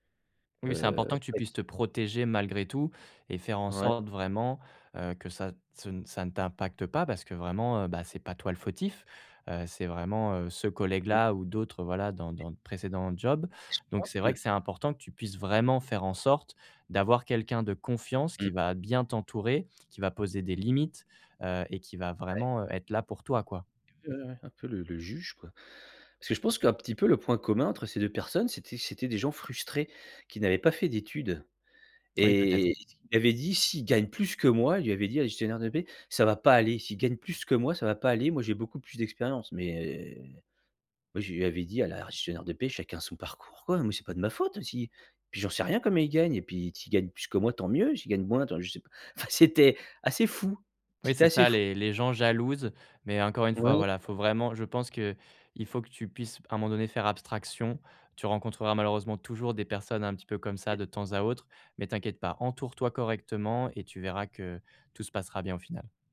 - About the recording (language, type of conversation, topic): French, advice, Comment gérer un collègue qui mine mon travail ?
- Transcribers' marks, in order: unintelligible speech; stressed: "vraiment"; unintelligible speech; other background noise